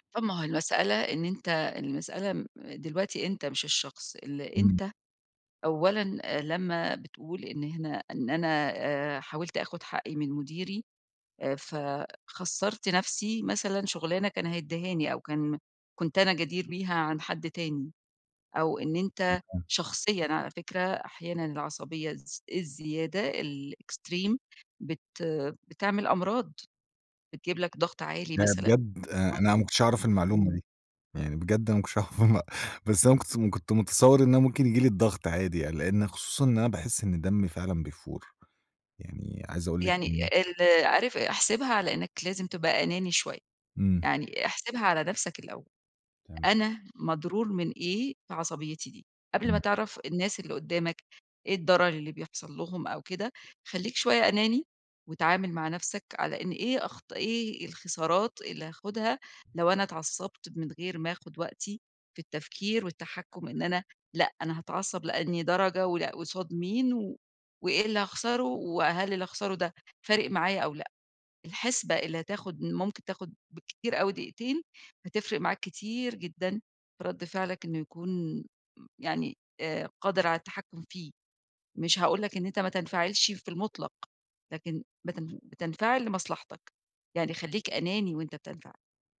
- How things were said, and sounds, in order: in English: "الExtreme"; laughing while speaking: "أعرف المع"; other background noise
- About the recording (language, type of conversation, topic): Arabic, advice, إزاي أقدر أغيّر عادة انفعالية مدمّرة وأنا حاسس إني مش لاقي أدوات أتحكّم بيها؟